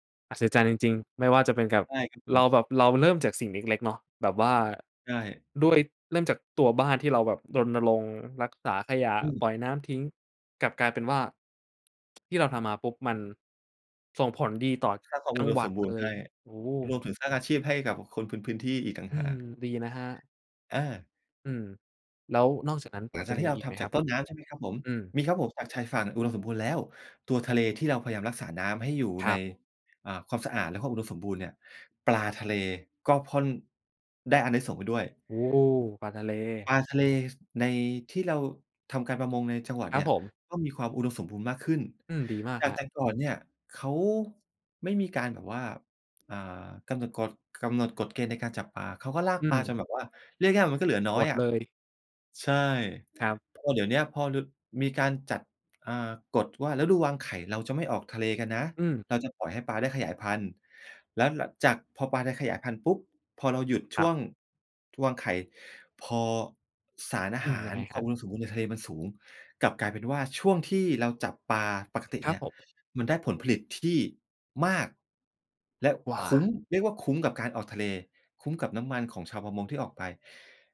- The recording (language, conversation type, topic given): Thai, podcast, ถ้าพูดถึงการอนุรักษ์ทะเล เราควรเริ่มจากอะไร?
- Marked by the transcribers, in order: other background noise